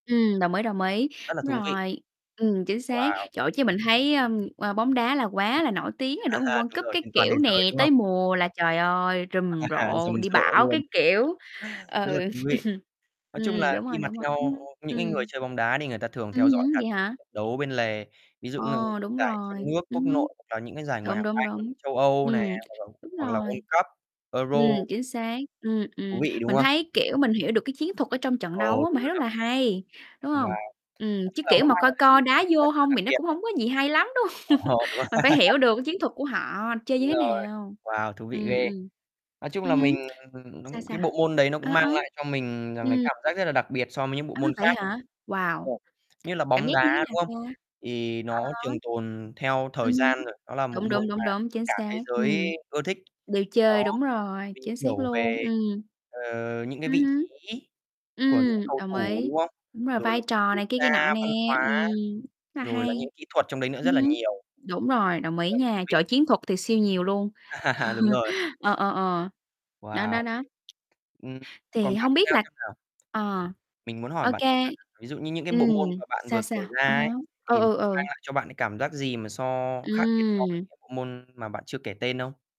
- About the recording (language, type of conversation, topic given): Vietnamese, unstructured, Môn thể thao nào khiến bạn cảm thấy vui nhất?
- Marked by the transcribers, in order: distorted speech; tapping; laugh; laugh; other background noise; chuckle; laughing while speaking: "Ồ. Đúng rồi"; laughing while speaking: "hông?"; laugh; laugh; chuckle; static; unintelligible speech